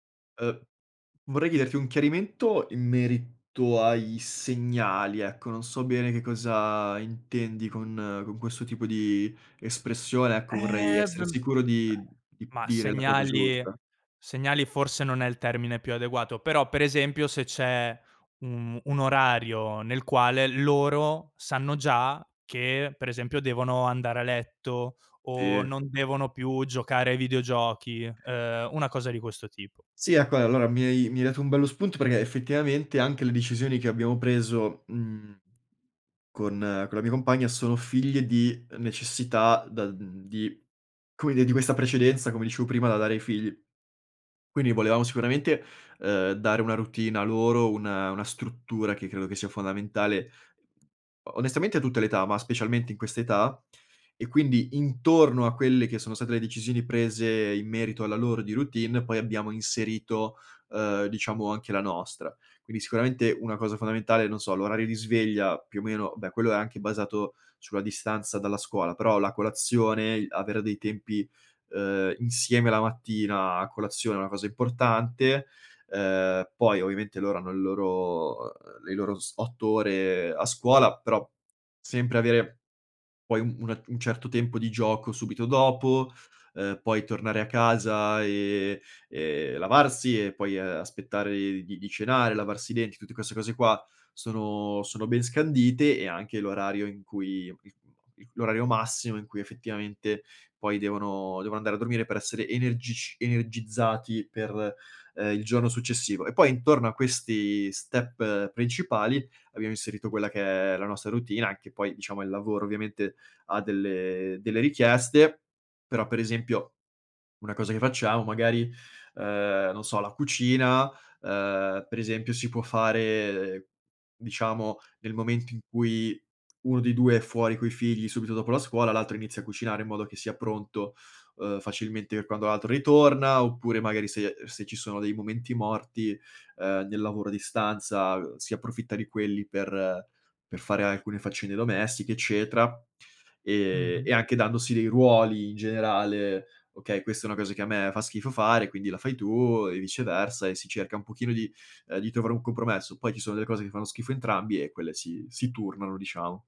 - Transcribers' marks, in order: other background noise; unintelligible speech
- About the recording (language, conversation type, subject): Italian, podcast, Come riesci a mantenere dei confini chiari tra lavoro e figli?